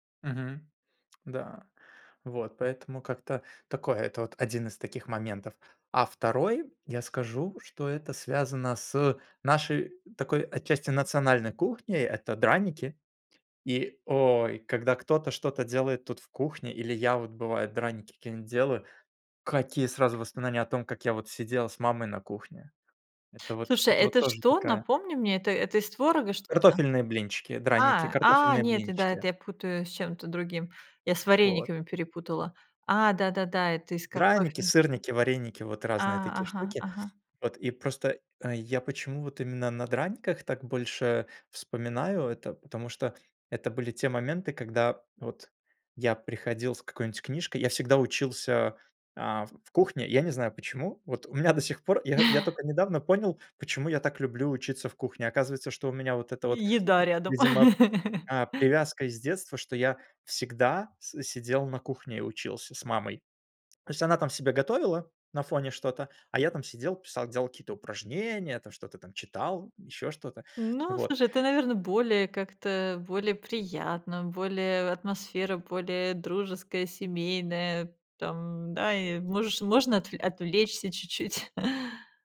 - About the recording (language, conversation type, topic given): Russian, podcast, Какие запахи на кухне вызывают у тебя самые сильные воспоминания?
- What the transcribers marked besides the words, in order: other background noise; chuckle; laugh; tapping; chuckle